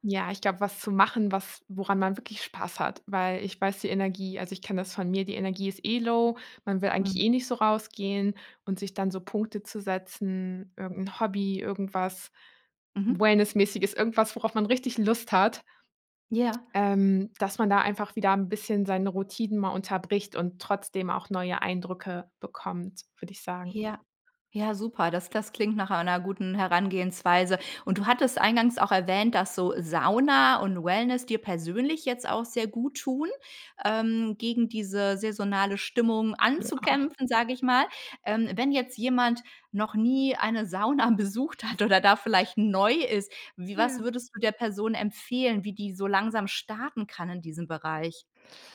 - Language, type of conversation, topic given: German, podcast, Wie gehst du mit saisonalen Stimmungen um?
- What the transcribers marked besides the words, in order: in English: "low"; laughing while speaking: "Sauna besucht hat"; put-on voice: "Ja"